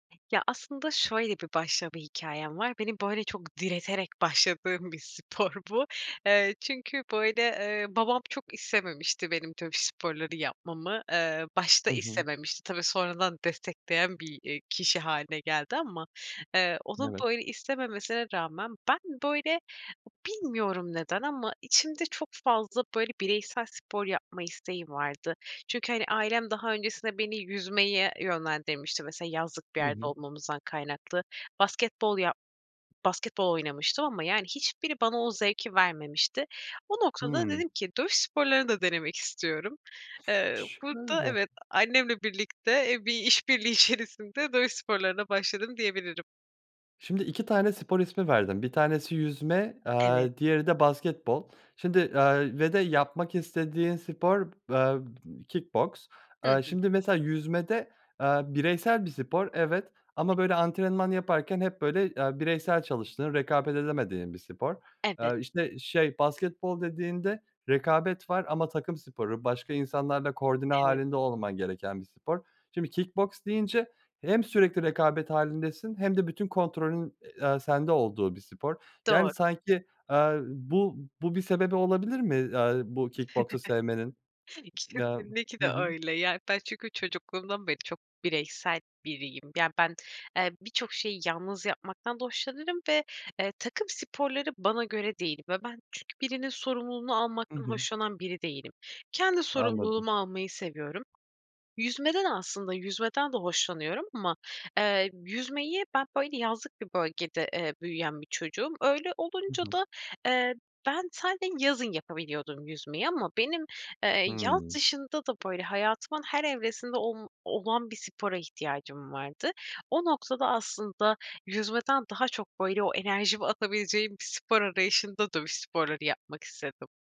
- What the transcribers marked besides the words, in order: other background noise; laughing while speaking: "spor"; laughing while speaking: "işbirliği içerisinde"; chuckle; tapping
- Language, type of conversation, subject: Turkish, podcast, Bıraktığın hangi hobiye yeniden başlamak isterdin?